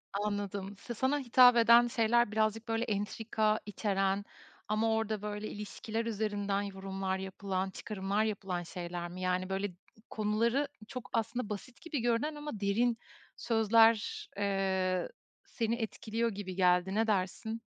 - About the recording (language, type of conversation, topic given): Turkish, podcast, Hayatına dokunan bir sahneyi ya da repliği paylaşır mısın?
- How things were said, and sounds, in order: other background noise